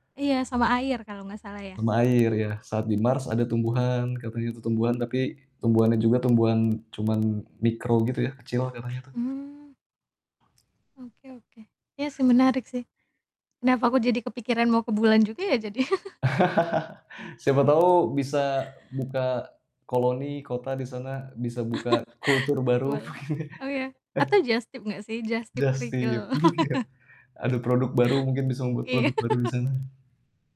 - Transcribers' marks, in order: other background noise; distorted speech; chuckle; laugh; chuckle; tapping; laughing while speaking: "mungkin"; chuckle; laughing while speaking: "iya"; chuckle; laugh
- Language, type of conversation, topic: Indonesian, unstructured, Bagaimana pendapatmu tentang perjalanan manusia pertama ke bulan?